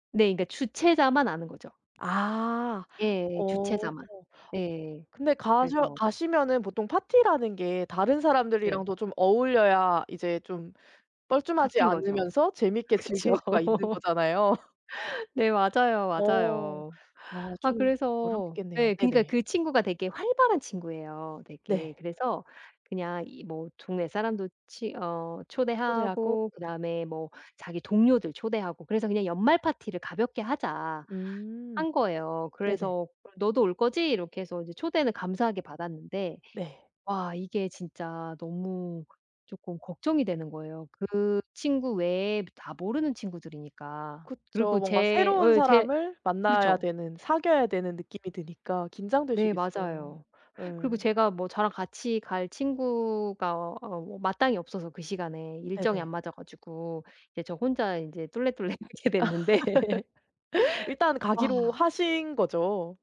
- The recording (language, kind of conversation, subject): Korean, advice, 파티에서 어색함을 느끼고 사람들과 대화하기 어려울 때 어떻게 하면 좋을까요?
- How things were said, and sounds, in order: tapping; other background noise; laughing while speaking: "그쵸"; laugh; laugh; laughing while speaking: "가게 됐는데"